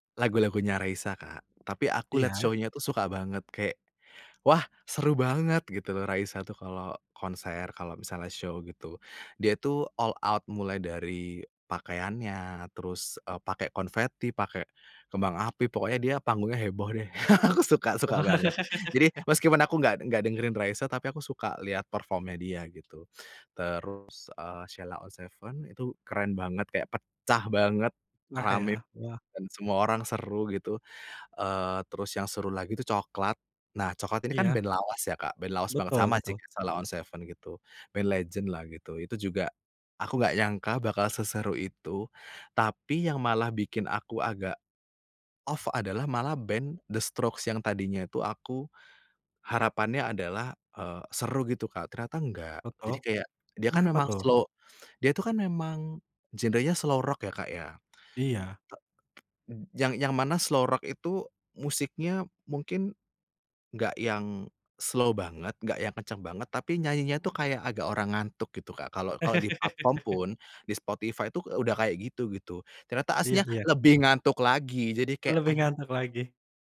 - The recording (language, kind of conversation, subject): Indonesian, podcast, Kenangan apa yang paling kamu ingat saat nonton konser bareng teman?
- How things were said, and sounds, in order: in English: "show-nya"; in English: "show"; in English: "all out"; tapping; laugh; laughing while speaking: "Aku suka suka banget"; in English: "perform-nya"; stressed: "pecah"; in English: "off"; in English: "slow"; laugh; stressed: "ngantuk lagi"